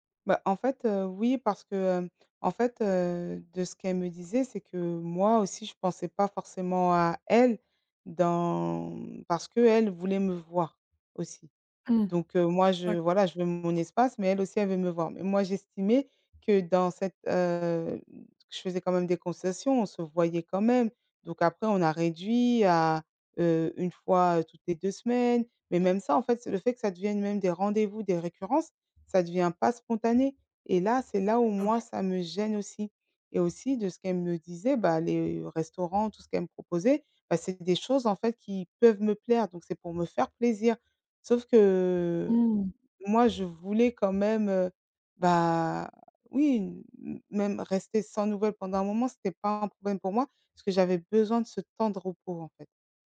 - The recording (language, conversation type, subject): French, advice, Comment puis-je refuser des invitations sociales sans me sentir jugé ?
- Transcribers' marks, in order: stressed: "elles"